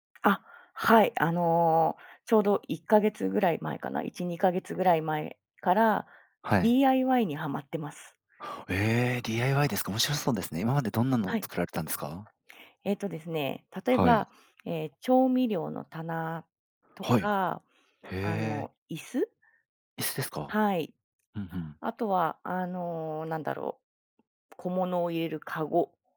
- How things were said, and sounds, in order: other background noise
- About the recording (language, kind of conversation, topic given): Japanese, podcast, 最近ハマっている趣味は何ですか？